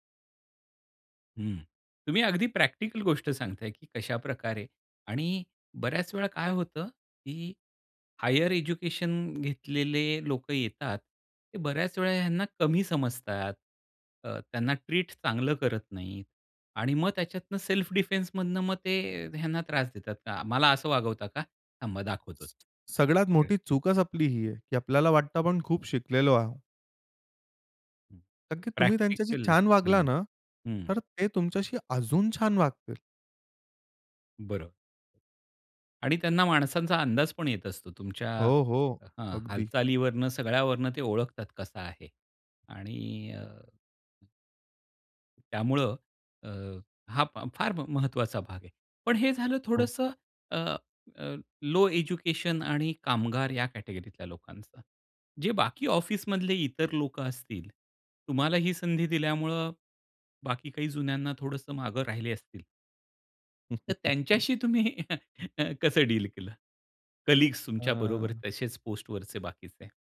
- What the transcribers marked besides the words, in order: in English: "हायर"; in English: "डिफेंसमधनं"; other background noise; tapping; unintelligible speech; in English: "लो एज्युकेशन"; in English: "कॅटेगरीतल्या"; chuckle; laughing while speaking: "कसं डील केलं?"; in English: "डील"; in English: "कलीग्स"
- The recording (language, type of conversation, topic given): Marathi, podcast, ऑफिसमध्ये विश्वास निर्माण कसा करावा?